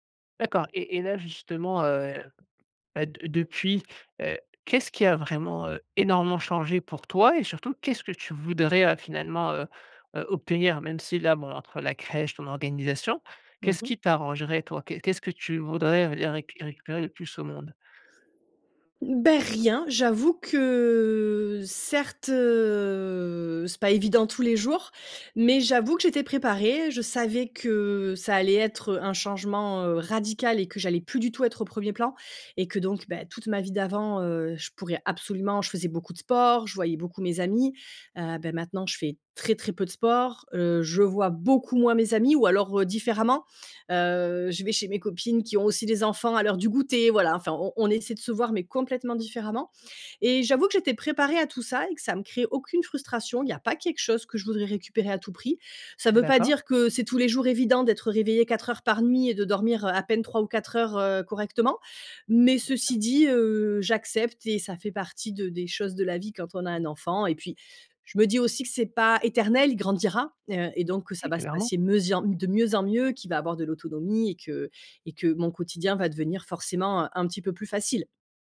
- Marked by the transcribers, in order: other background noise; drawn out: "que"; drawn out: "heu"; stressed: "sport"; stressed: "beaucoup"
- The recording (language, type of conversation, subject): French, advice, Comment la naissance de votre enfant a-t-elle changé vos routines familiales ?